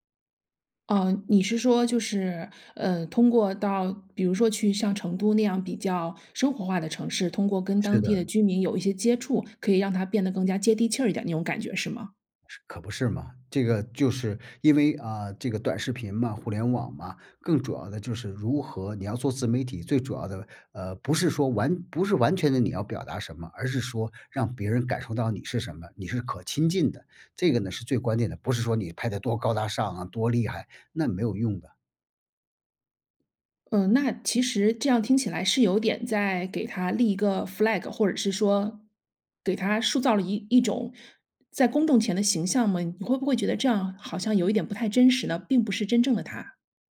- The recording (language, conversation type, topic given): Chinese, podcast, 你平时如何收集素材和灵感？
- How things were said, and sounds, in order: in English: "flag"; "塑造" said as "树造"